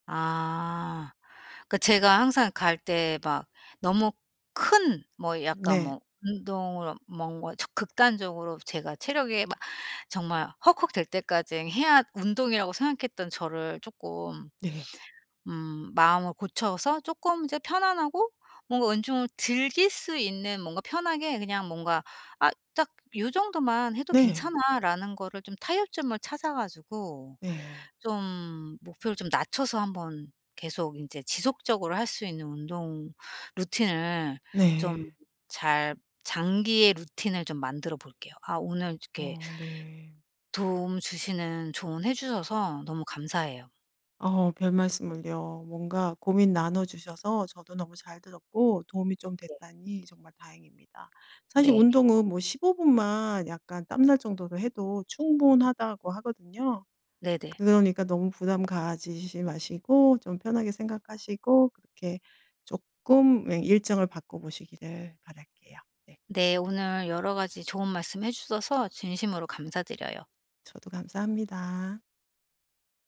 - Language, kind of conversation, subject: Korean, advice, 꾸준히 운동하고 싶지만 힘들 땐 쉬어도 될지 어떻게 결정해야 하나요?
- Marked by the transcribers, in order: inhale; "때까지" said as "때까징"; other background noise; "운동을" said as "운종을"; in English: "루틴을"; in English: "루틴을"; tapping; "주셔서" said as "주서서"